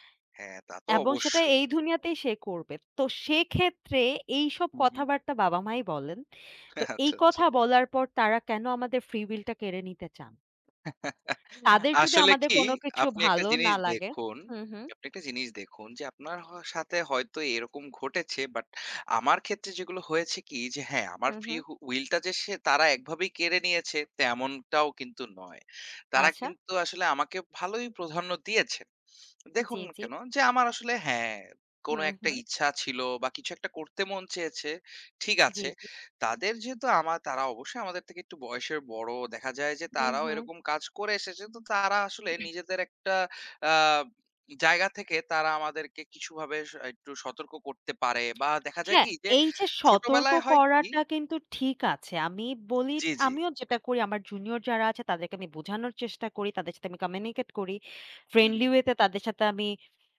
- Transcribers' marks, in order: tapping; scoff; in English: "ফ্রি উইল"; chuckle; background speech; in English: "ফ্রি উ উইল"; throat clearing
- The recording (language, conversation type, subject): Bengali, unstructured, আপনি নিজের পরিচয় কীভাবে বোঝেন?